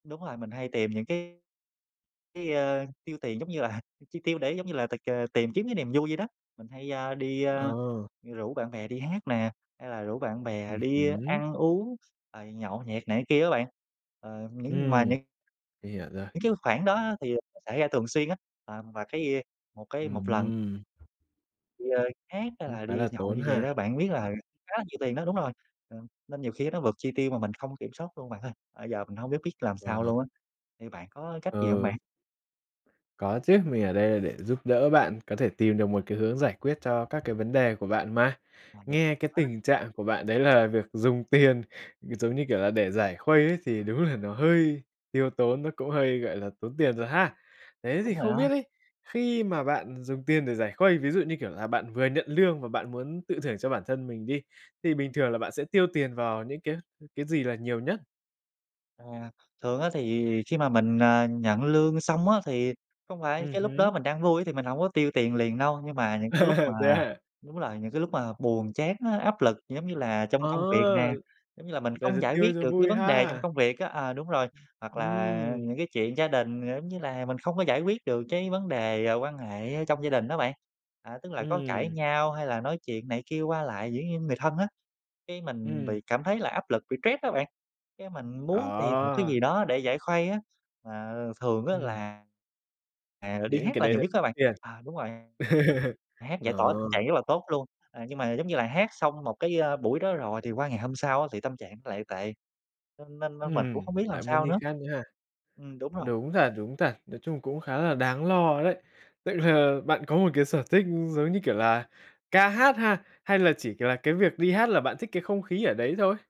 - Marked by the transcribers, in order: tapping; unintelligible speech; other background noise; unintelligible speech; chuckle; laughing while speaking: "Thế"; laugh; laughing while speaking: "là"
- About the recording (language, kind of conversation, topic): Vietnamese, advice, Làm sao kiểm soát thói quen tiêu tiền để tìm niềm vui?